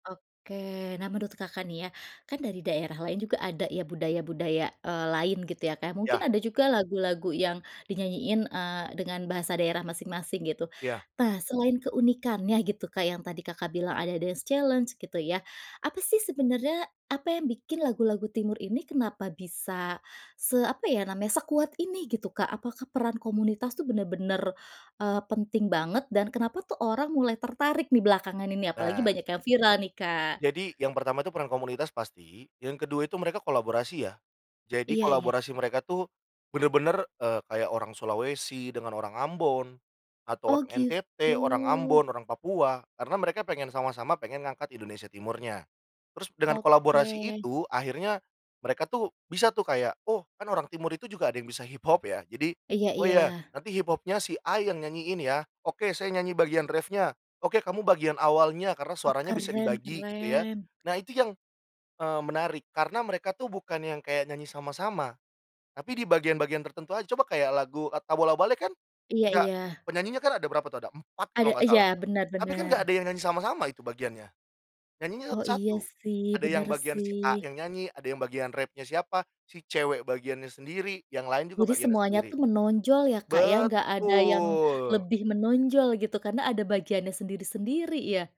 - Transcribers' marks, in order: in English: "dance challenge"; tapping; other background noise; drawn out: "Betul"
- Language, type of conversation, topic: Indonesian, podcast, Pernahkah kamu tertarik pada musik dari budaya lain, dan bagaimana ceritanya?